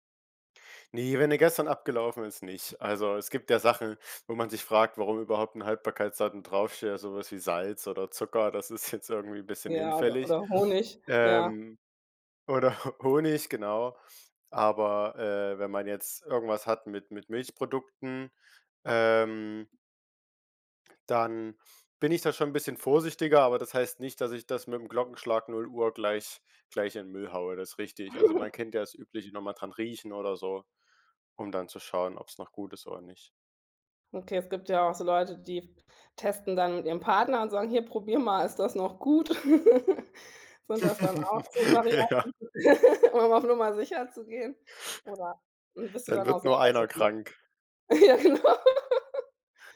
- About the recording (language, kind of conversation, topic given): German, podcast, Wie kann man Lebensmittelverschwendung sinnvoll reduzieren?
- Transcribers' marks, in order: laughing while speaking: "jetzt"; laughing while speaking: "Ho"; chuckle; laugh; laughing while speaking: "Ja"; laugh; other background noise; laugh; laughing while speaking: "Ja, genau"